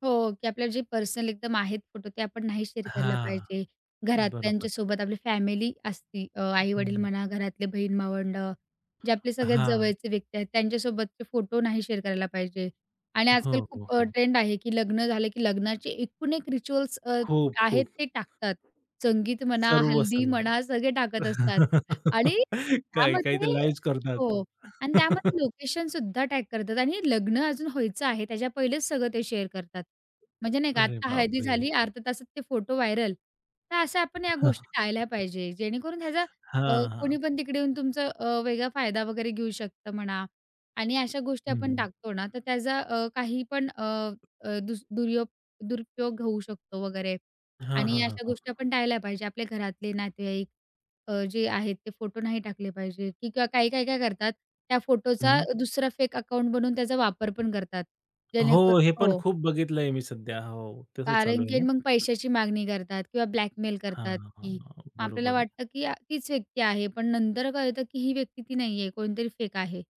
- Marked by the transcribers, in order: in English: "शेअर"; in English: "शेअर"; other background noise; tapping; in English: "रिच्युअल्स"; chuckle; in English: "लाईव्हच"; chuckle; in English: "शेअर"; in English: "व्हायरल"; other noise
- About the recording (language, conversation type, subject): Marathi, podcast, तुम्ही ऑनलाइन काहीही शेअर करण्यापूर्वी काय विचार करता?